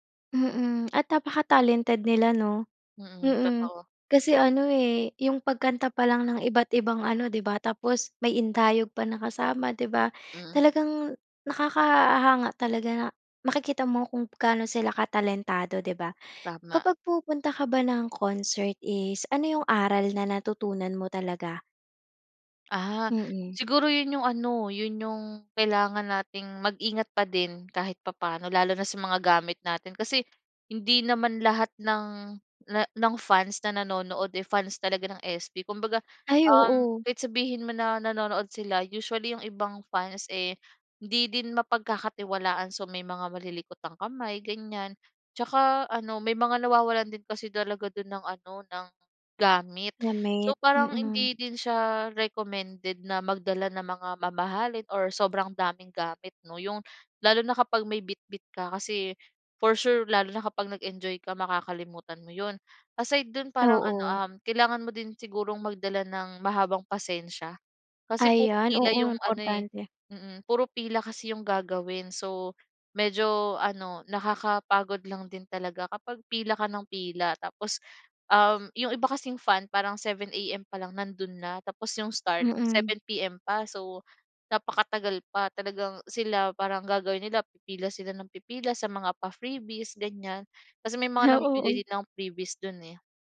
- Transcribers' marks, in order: tapping; other background noise
- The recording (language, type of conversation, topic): Filipino, podcast, Puwede mo bang ikuwento ang konsiyertong hindi mo malilimutan?